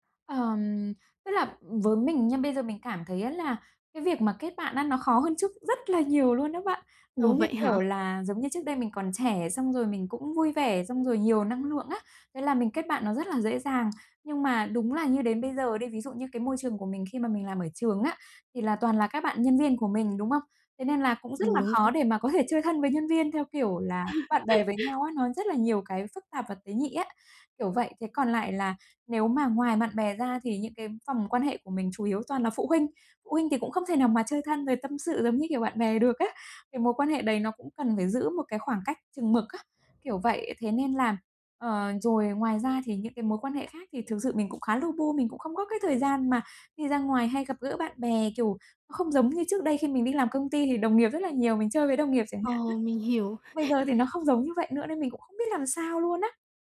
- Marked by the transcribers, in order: tapping; laugh; laugh
- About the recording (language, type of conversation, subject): Vietnamese, advice, Mình nên làm gì khi thấy khó kết nối với bạn bè?